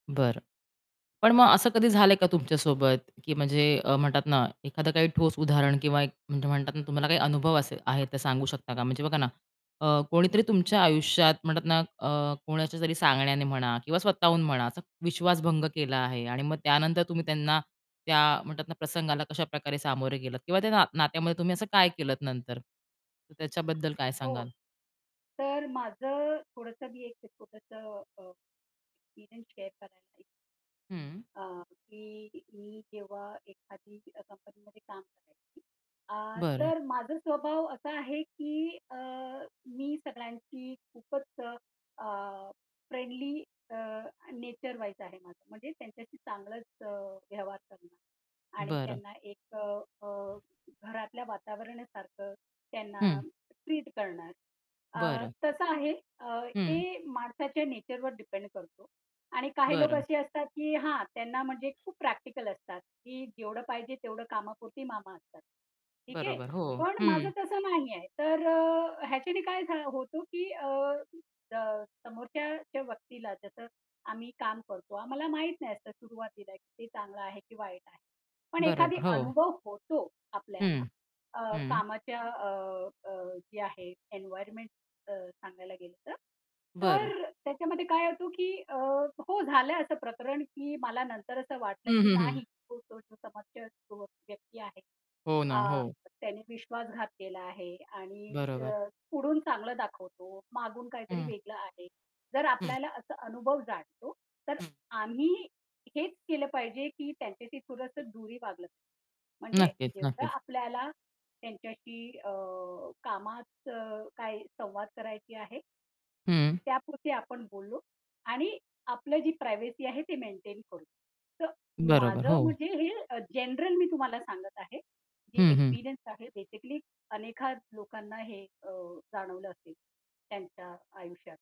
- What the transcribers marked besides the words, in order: other street noise; other background noise; static; tapping; distorted speech; in English: "शेअर"; unintelligible speech; unintelligible speech; in English: "प्रायव्हसी"; in English: "बेसिकली"
- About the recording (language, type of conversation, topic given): Marathi, podcast, कोणी फसवलं तर त्या व्यक्तीवर पुन्हा विश्वास कसा निर्माण करता येईल असं तुम्हाला वाटतं?
- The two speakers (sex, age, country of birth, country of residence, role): female, 30-34, India, India, host; female, 35-39, India, India, guest